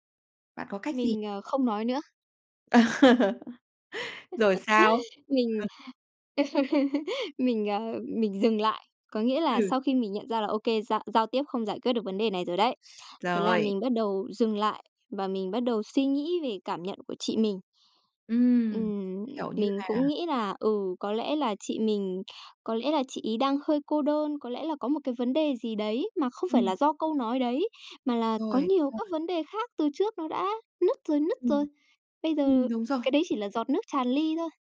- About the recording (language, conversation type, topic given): Vietnamese, podcast, Bạn có thể kể về một lần bạn dám nói ra điều khó nói không?
- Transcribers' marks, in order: laugh; other background noise; laugh; unintelligible speech; tapping